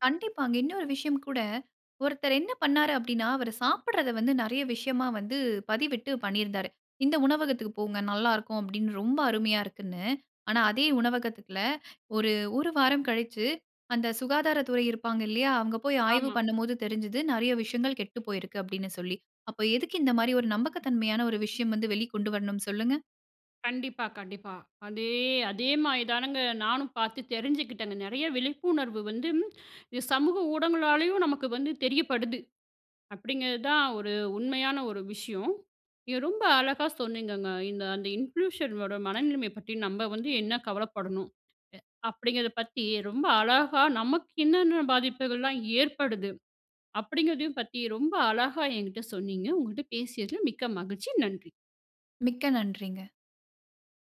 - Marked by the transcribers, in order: "உணவகத்துல" said as "உணவகத்துகுல"; angry: "அப்போ எதுக்கு இந்த மாரி ஒரு … கொண்டு வரணும் சொல்லுங்க?"; "நம்பகத்தன்மையற்ற" said as "நம்பகத்தன்மையான"; in English: "இன்ஃப்ளூஷர்ங்களோட"; "இன்ஃப்லூயன்ஸர்ங்களோட" said as "இன்ஃப்ளூஷர்ங்களோட"
- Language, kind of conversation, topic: Tamil, podcast, ஒரு உள்ளடக்க உருவாக்குநரின் மனநலத்தைப் பற்றி நாம் எவ்வளவு வரை கவலைப்பட வேண்டும்?